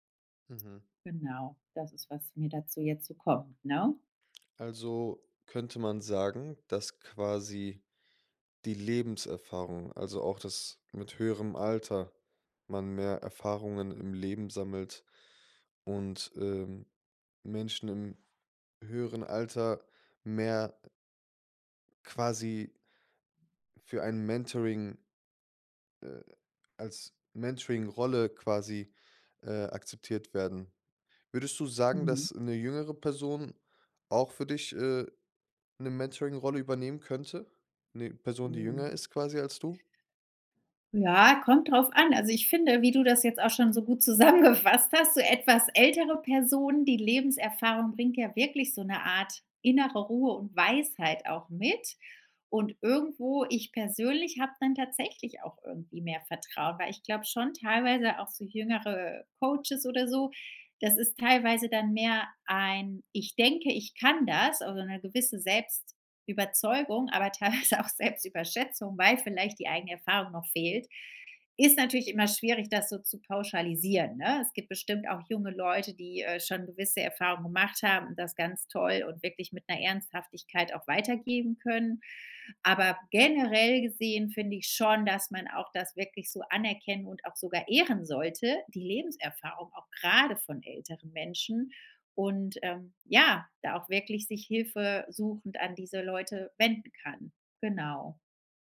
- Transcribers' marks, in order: other background noise; laughing while speaking: "zusammengefasst"; laughing while speaking: "teilweise"; stressed: "grade"; stressed: "ja"
- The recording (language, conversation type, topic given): German, podcast, Welche Rolle spielt Vertrauen in Mentoring-Beziehungen?